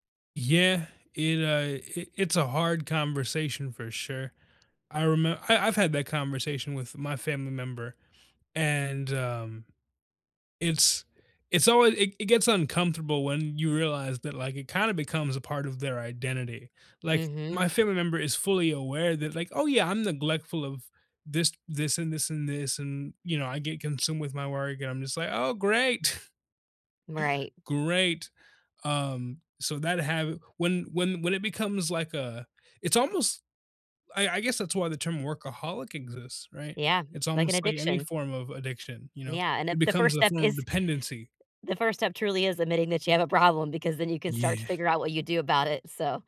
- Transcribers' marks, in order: none
- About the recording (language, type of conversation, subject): English, unstructured, How can I balance work and personal life?